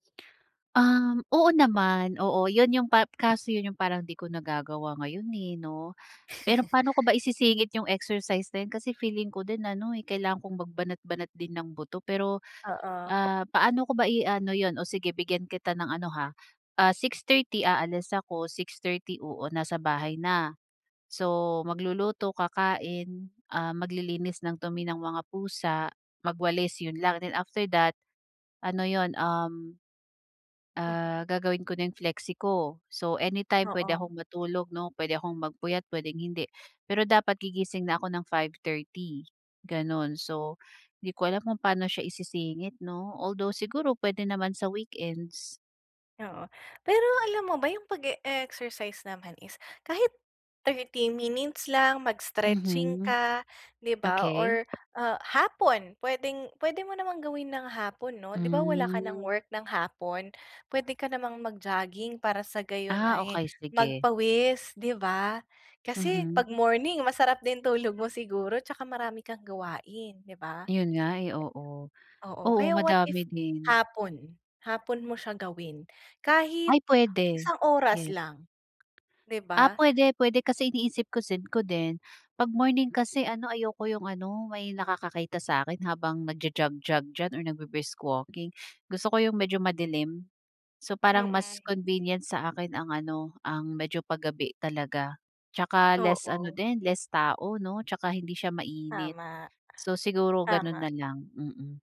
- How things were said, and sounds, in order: chuckle; other background noise; tapping
- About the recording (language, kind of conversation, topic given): Filipino, advice, Paano ako makakapagpahinga nang epektibo para mabawasan ang pagod at stress?